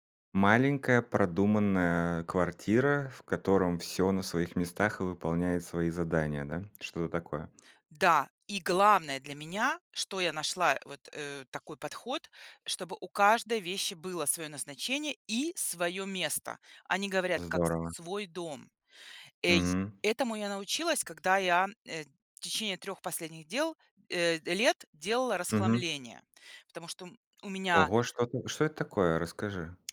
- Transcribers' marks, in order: tapping; other background noise
- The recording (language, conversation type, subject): Russian, podcast, Как вы организуете пространство в маленькой квартире?